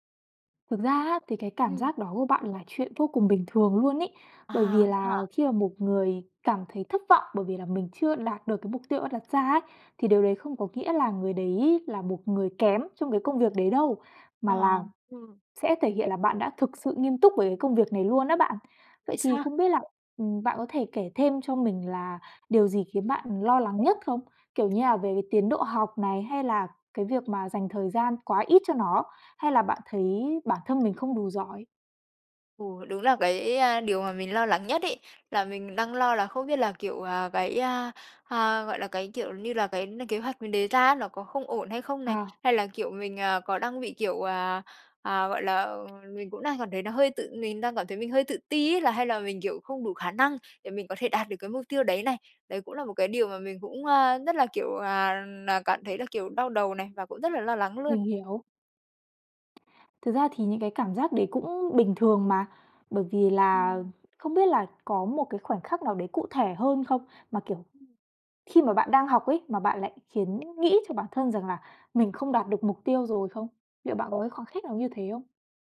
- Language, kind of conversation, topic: Vietnamese, advice, Bạn nên làm gì khi lo lắng và thất vọng vì không đạt được mục tiêu đã đặt ra?
- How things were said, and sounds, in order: tapping; other background noise; "khoảnh khắc" said as "khoẳng khách"